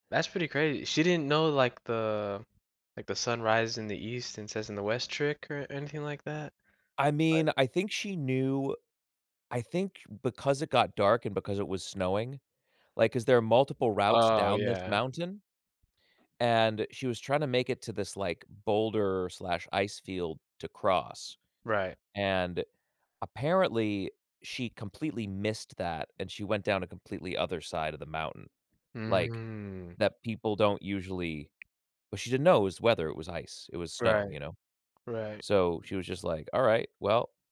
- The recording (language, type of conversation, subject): English, unstructured, What factors matter most to you when choosing between a city trip and a countryside getaway?
- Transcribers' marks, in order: tapping; other background noise